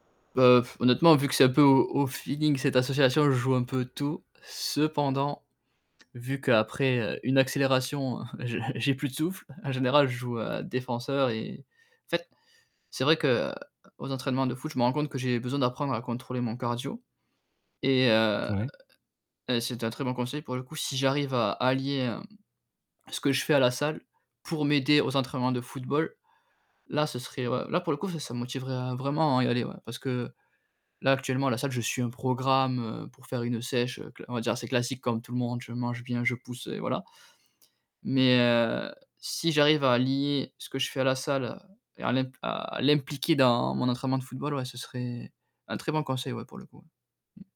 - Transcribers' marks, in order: tapping; chuckle
- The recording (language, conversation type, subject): French, advice, Comment gérez-vous le sentiment de culpabilité après avoir sauté des séances d’entraînement ?